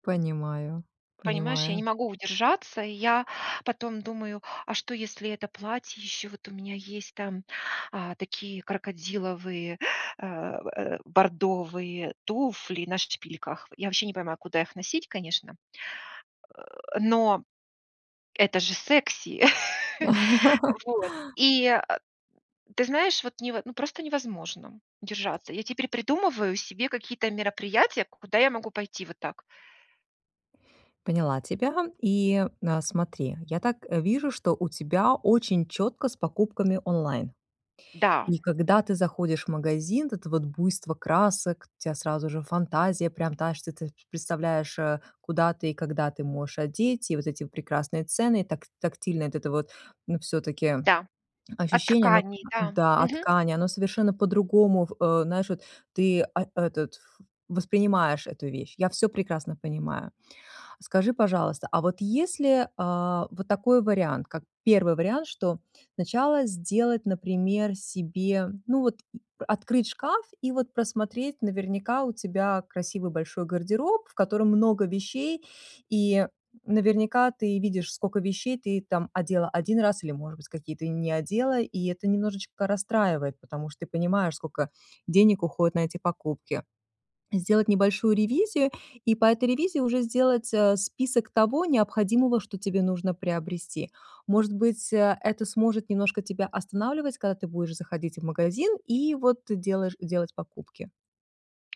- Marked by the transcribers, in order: chuckle; other background noise; laugh; tapping
- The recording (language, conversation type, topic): Russian, advice, Почему я постоянно поддаюсь импульсу совершать покупки и не могу сэкономить?